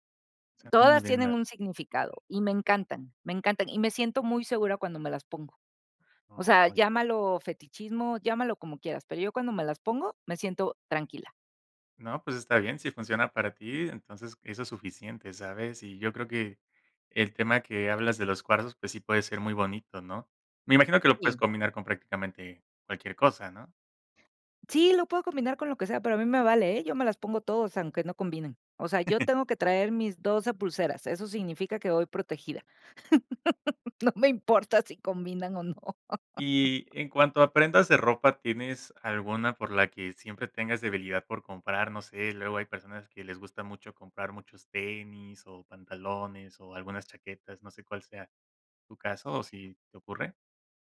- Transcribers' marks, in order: other background noise; unintelligible speech; laugh; laughing while speaking: "No me importa si combinan o no"
- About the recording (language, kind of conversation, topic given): Spanish, podcast, ¿Tienes prendas que usas según tu estado de ánimo?